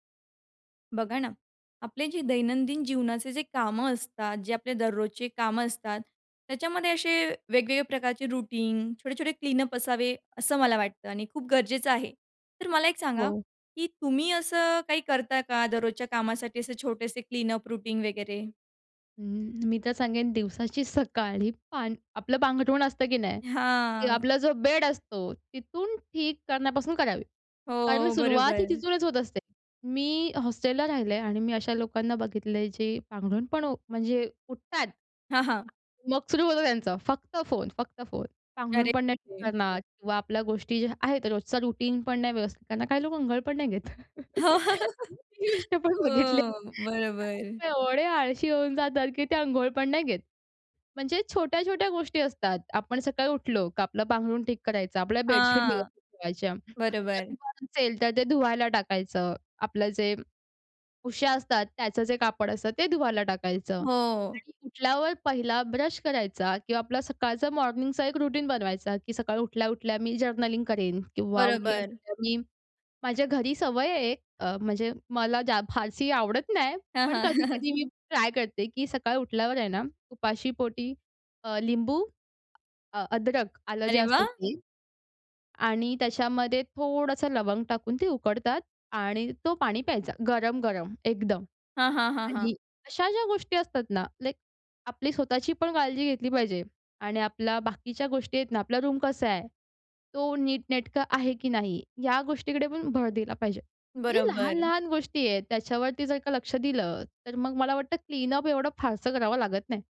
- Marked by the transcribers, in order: in English: "रूटीन"; in English: "क्लीनअप"; in English: "क्लीनअप रूटीन"; drawn out: "हां"; drawn out: "हो"; tapping; in English: "रुटीन"; laughing while speaking: "हो. बरोबर"; laughing while speaking: "ही गोष्ट पण बघितली आहे … पण नाही घेत"; unintelligible speech; in English: "मॉर्निंगचा"; in English: "रूटीन"; in English: "जर्नलिंग"; laughing while speaking: "हां, हां"; joyful: "अरे वाह!"; in English: "क्लीनअप"
- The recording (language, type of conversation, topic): Marathi, podcast, दररोजच्या कामासाठी छोटा स्वच्छता दिनक्रम कसा असावा?